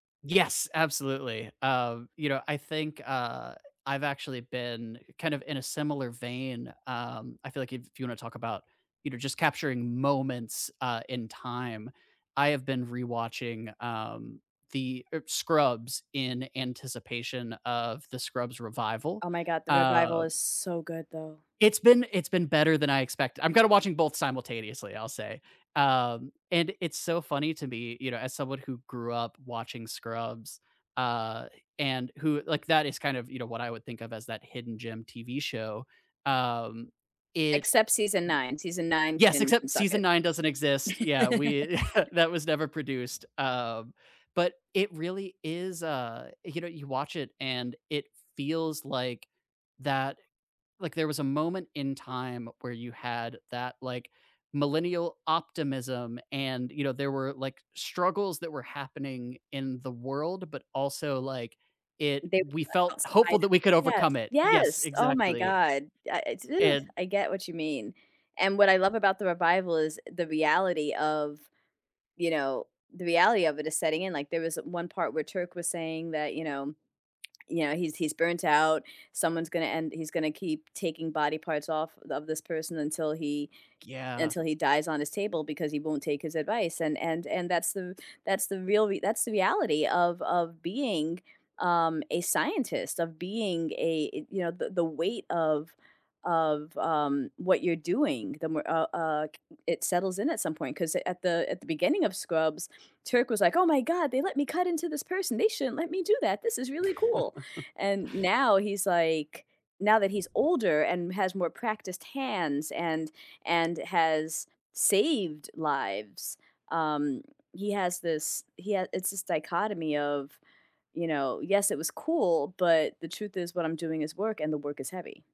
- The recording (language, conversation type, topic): English, unstructured, What underrated TV series would you recommend to everyone, and why do you think it appeals to so many people?
- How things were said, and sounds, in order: other background noise; other noise; giggle; chuckle; chuckle; stressed: "saved"